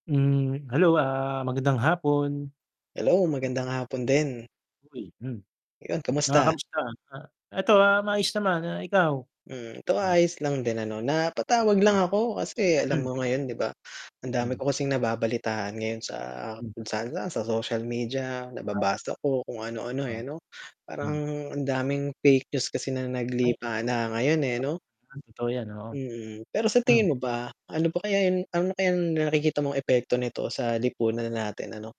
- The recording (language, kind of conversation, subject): Filipino, unstructured, Paano mo nakikita ang epekto ng maling impormasyon sa ating lipunan?
- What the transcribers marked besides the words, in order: static; distorted speech; tapping